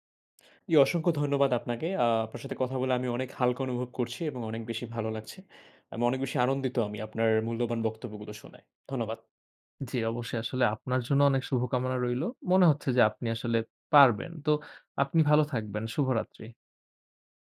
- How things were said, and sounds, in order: none
- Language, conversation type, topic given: Bengali, advice, উপহার দিতে গিয়ে আপনি কীভাবে নিজেকে অতিরিক্ত খরচে ফেলেন?